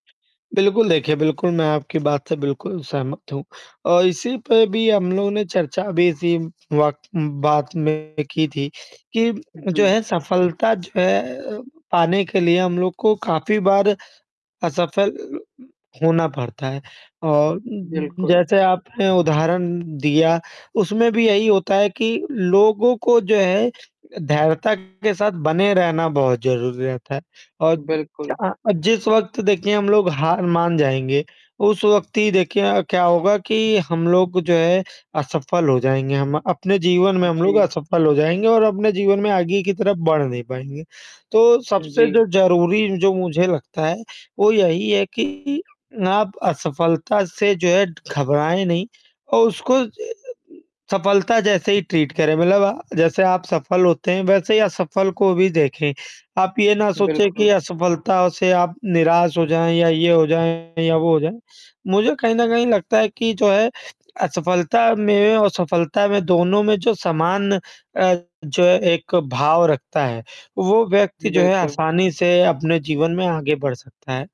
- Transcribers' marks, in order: static; distorted speech; other noise
- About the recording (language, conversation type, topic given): Hindi, unstructured, सफलता और असफलता से आपने क्या सीखा है?